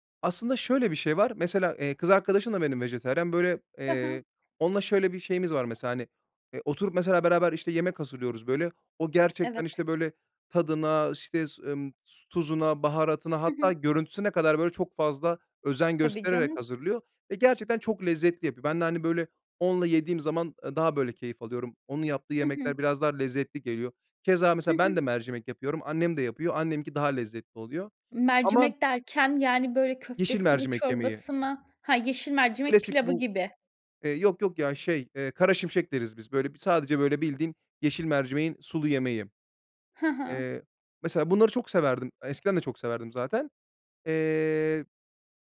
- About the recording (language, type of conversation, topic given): Turkish, podcast, Sebzeyi sevdirmek için hangi yöntemler etkili olur?
- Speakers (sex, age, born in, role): female, 30-34, Turkey, host; male, 30-34, Turkey, guest
- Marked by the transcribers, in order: tapping; other background noise; "anneminki" said as "annemki"